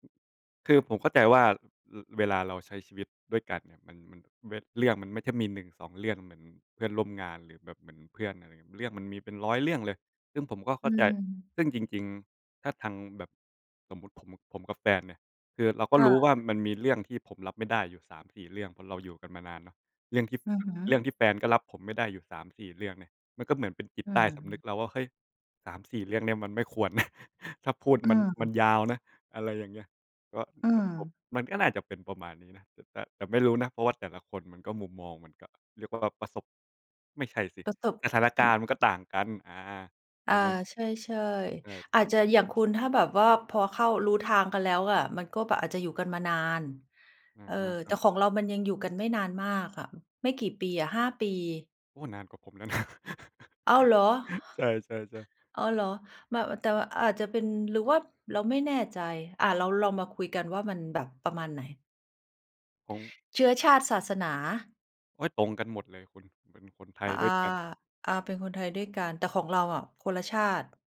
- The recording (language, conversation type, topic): Thai, unstructured, คุณคิดว่าการพูดความจริงแม้จะทำร้ายคนอื่นสำคัญไหม?
- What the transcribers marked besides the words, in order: chuckle; laughing while speaking: "ผมแล้วนะ"; chuckle